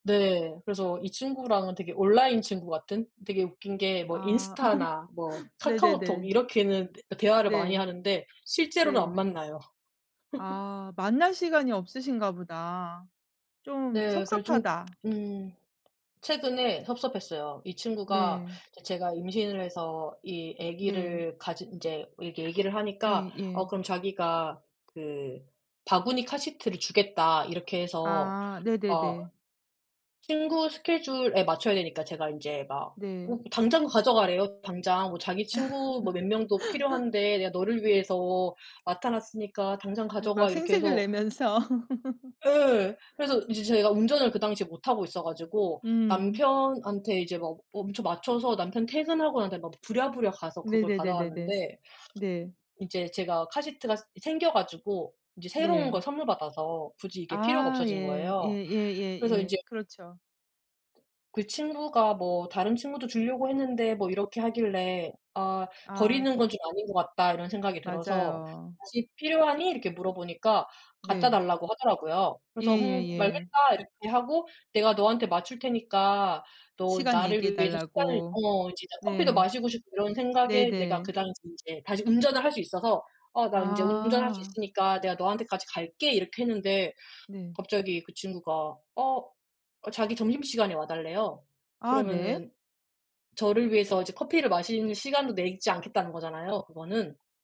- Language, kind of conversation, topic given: Korean, unstructured, 친구에게 배신당한 경험이 있나요?
- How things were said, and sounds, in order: tapping; laugh; other background noise; laugh; laugh; laughing while speaking: "내면서"